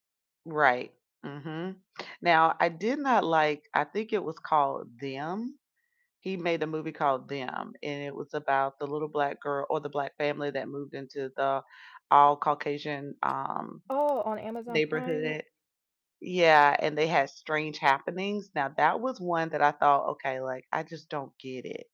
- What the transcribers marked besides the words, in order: tapping; distorted speech; other background noise; background speech
- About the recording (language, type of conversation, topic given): English, unstructured, How do you feel about movies that raise more questions than they answer, and which film kept you thinking for days?